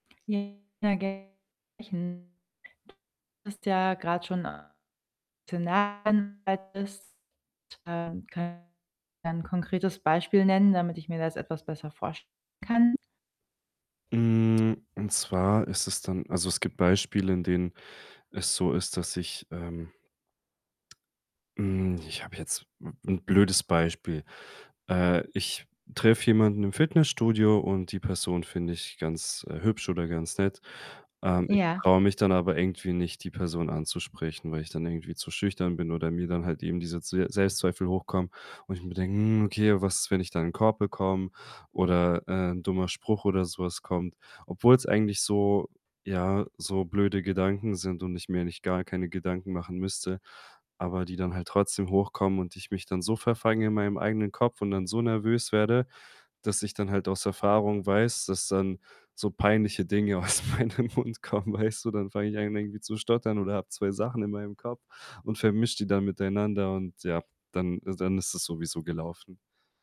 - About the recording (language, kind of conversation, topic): German, advice, Wie kann ich meine Selbstzweifel überwinden und trotzdem handeln?
- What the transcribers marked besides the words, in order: distorted speech; unintelligible speech; unintelligible speech; unintelligible speech; other background noise; laughing while speaking: "aus meinem Mund kommen"